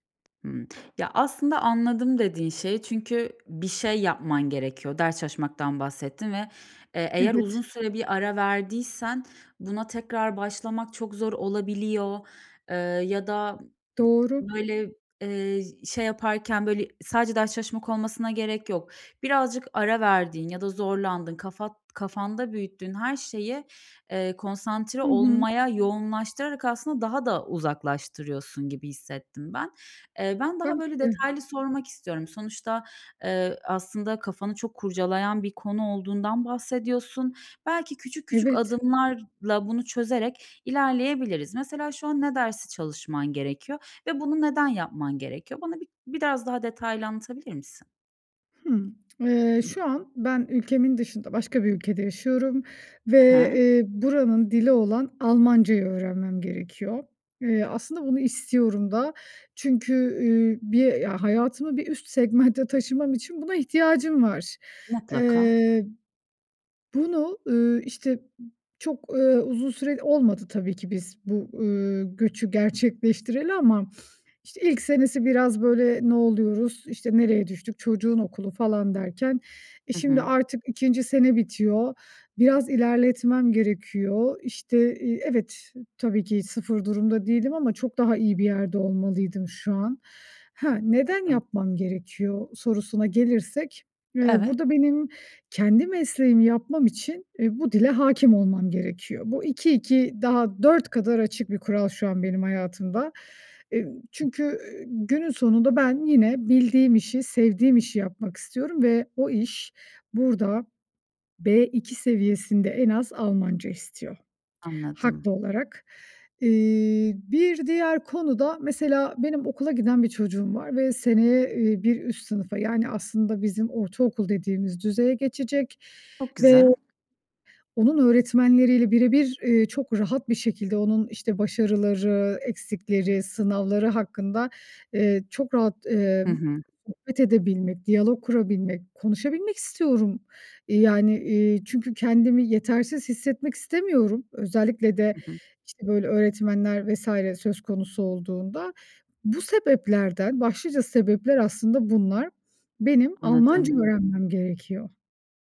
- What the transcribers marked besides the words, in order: other background noise; tapping; unintelligible speech
- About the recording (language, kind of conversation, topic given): Turkish, advice, Zor ve karmaşık işler yaparken motivasyonumu nasıl sürdürebilirim?